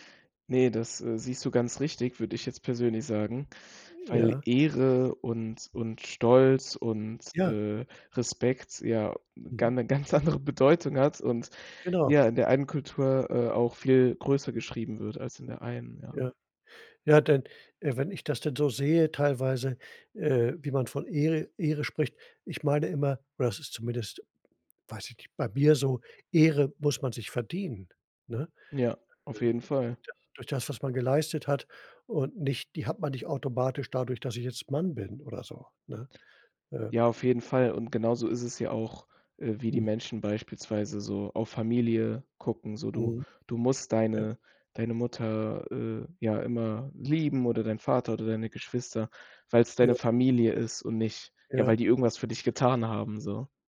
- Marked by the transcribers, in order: laughing while speaking: "ganz andere Bedeutung"; unintelligible speech; stressed: "Mann"
- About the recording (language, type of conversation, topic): German, podcast, Hast du dich schon einmal kulturell fehl am Platz gefühlt?